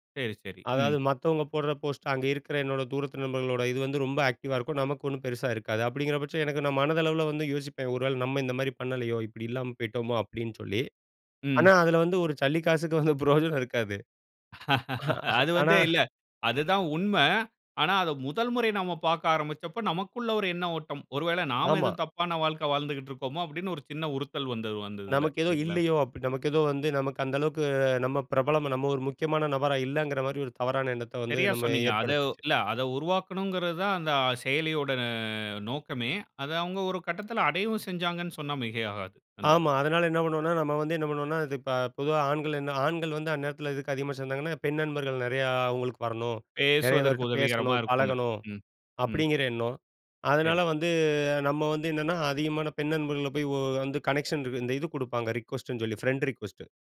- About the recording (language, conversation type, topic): Tamil, podcast, சமூக ஊடகத்தை கட்டுப்படுத்துவது உங்கள் மனநலத்துக்கு எப்படி உதவுகிறது?
- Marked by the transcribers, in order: laughing while speaking: "ஒரு சல்லி காசுக்கு வந்து பிரயோஜனம் இருக்காது"; laugh; drawn out: "செயலியோட"; drawn out: "வந்து"; in English: "கனெக்ஷன்"; in English: "ரிக்கொஸ்ட்டுன்னு"; in English: "ஃப்ரெண்ட் ரிக்கொஸ்ட்டு"